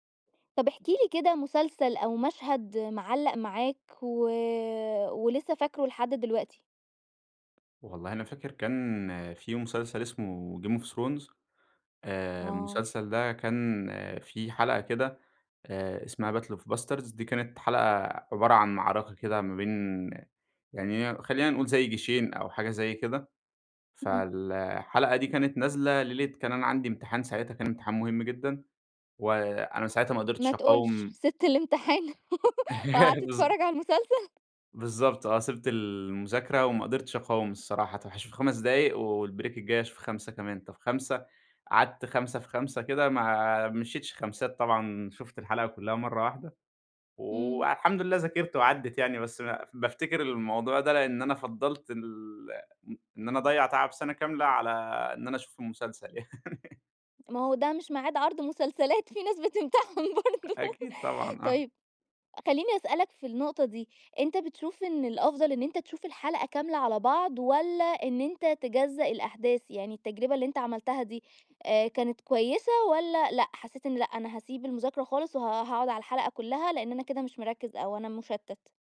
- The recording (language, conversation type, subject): Arabic, podcast, ليه بعض المسلسلات بتشدّ الناس ومبتخرجش من بالهم؟
- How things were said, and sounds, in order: in English: "Game of Thrones"; in English: "battle of bastards"; tapping; laughing while speaking: "الإمتحان وقعدت تتفرج على المسلسل؟"; chuckle; in English: "والبريك"; laughing while speaking: "يعني"; laughing while speaking: "في ناس بتمتحن برضه"